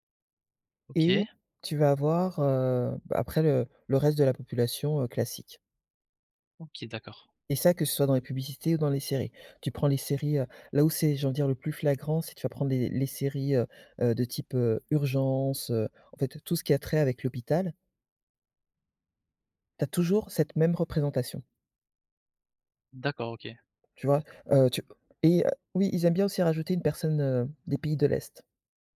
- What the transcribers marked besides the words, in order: tapping
- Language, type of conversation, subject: French, podcast, Comment la diversité transforme-t-elle la télévision d’aujourd’hui ?